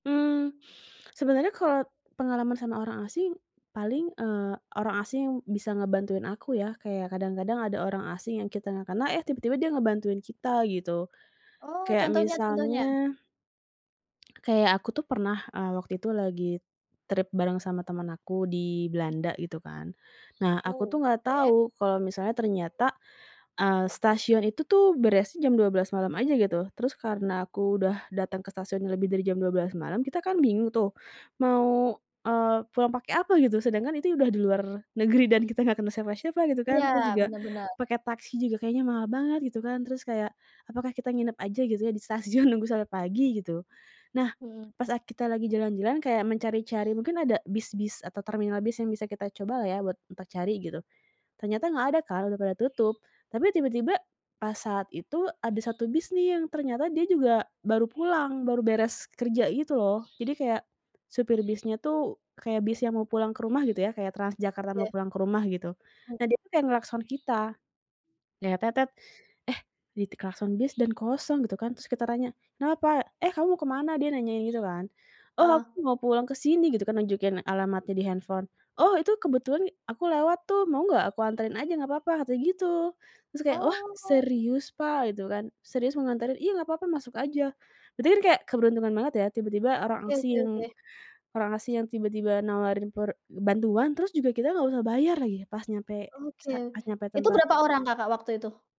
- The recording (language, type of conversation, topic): Indonesian, podcast, Pernah nggak kamu tiba-tiba merasa cocok dengan orang asing, dan bagaimana kejadiannya?
- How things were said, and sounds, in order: other background noise; laughing while speaking: "stasiun"; bird; other noise; drawn out: "Oh"; tapping